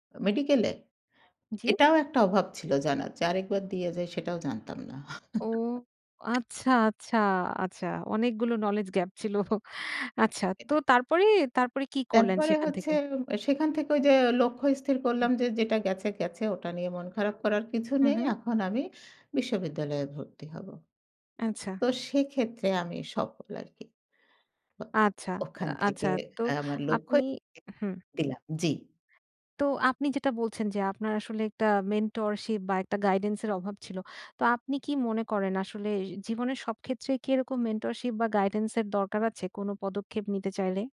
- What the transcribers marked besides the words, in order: chuckle; other background noise; in English: "নলেজ গ্যাপ"; laughing while speaking: "ছিল"; unintelligible speech; horn; unintelligible speech
- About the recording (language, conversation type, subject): Bengali, podcast, আপনি কোনো বড় ব্যর্থতা থেকে কী শিখেছেন?